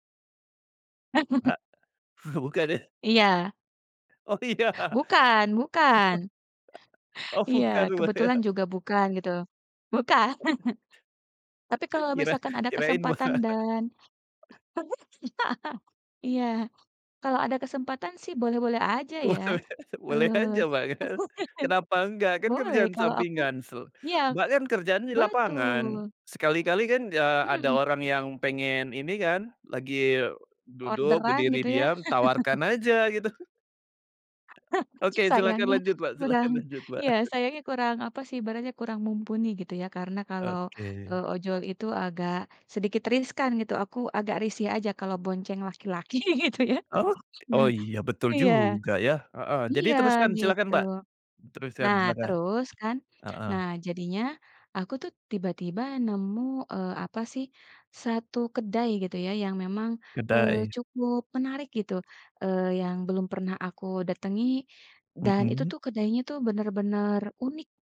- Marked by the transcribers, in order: chuckle; tapping; laughing while speaking: "bukan ya?"; laughing while speaking: "Oh, iya"; chuckle; other background noise; laughing while speaking: "ya?"; laughing while speaking: "bukan"; laughing while speaking: "Kira kirain, Mbak"; chuckle; laugh; chuckle; laugh; laughing while speaking: "Wah, weh. Boleh boleh aja, Mbak, kan"; chuckle; laugh; chuckle; chuckle; laughing while speaking: "laki-laki gitu ya"
- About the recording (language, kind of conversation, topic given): Indonesian, podcast, Bagaimana biasanya kamu menemukan tempat-tempat tersembunyi saat jalan-jalan di kota?